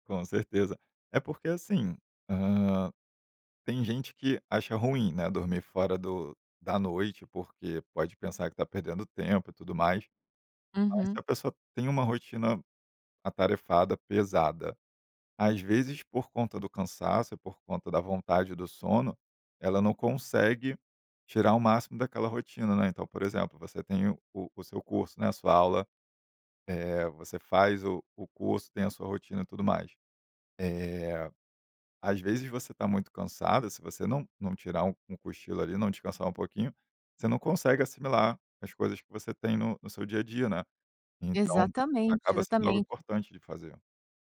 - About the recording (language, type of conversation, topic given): Portuguese, podcast, Qual estratégia simples você recomenda para relaxar em cinco minutos?
- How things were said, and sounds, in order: none